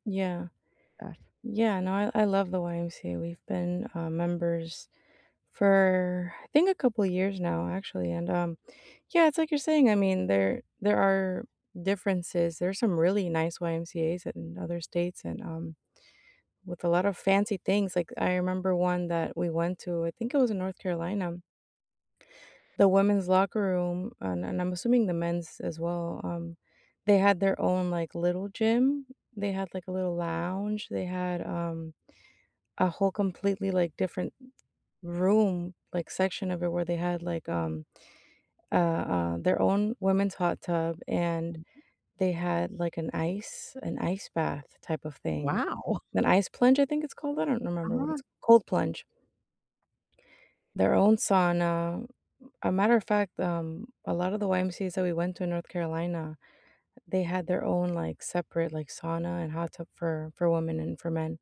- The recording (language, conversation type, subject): English, unstructured, What is the most rewarding part of staying physically active?
- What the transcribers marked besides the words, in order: drawn out: "for"